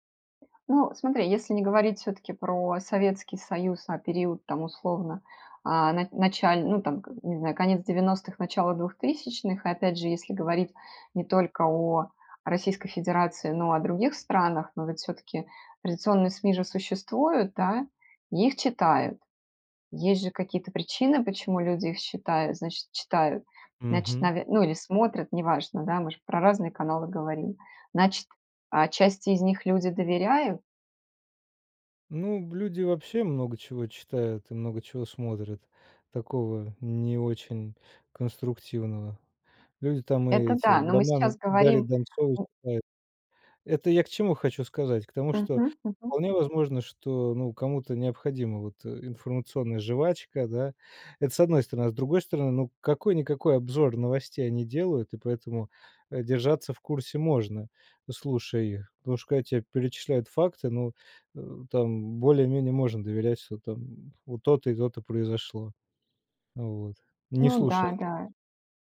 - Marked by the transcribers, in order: tapping
- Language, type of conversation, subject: Russian, podcast, Почему люди доверяют блогерам больше, чем традиционным СМИ?